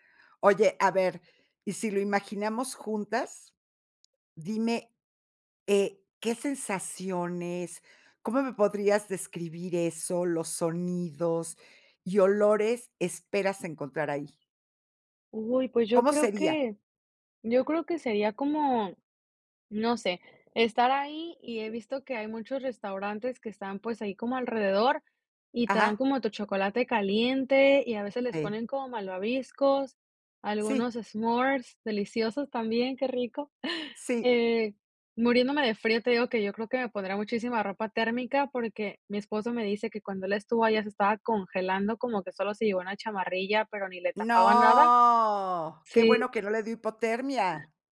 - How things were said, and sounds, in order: in English: "s'mores"; giggle; drawn out: "No"
- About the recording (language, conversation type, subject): Spanish, podcast, ¿Qué lugar natural te gustaría visitar antes de morir?